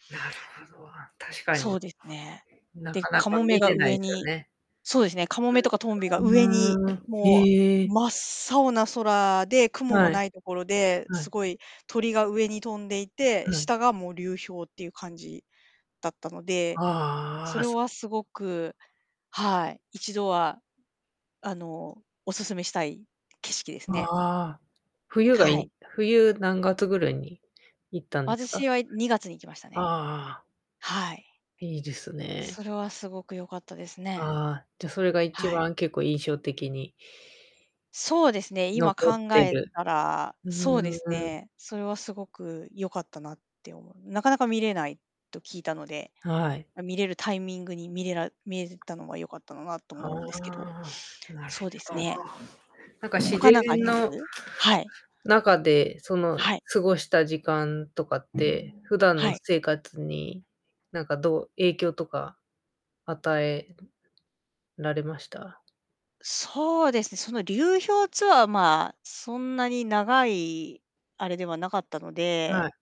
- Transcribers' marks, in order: distorted speech; other background noise; tapping; static
- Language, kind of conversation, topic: Japanese, unstructured, 最近、自然の美しさを感じた経験を教えてください？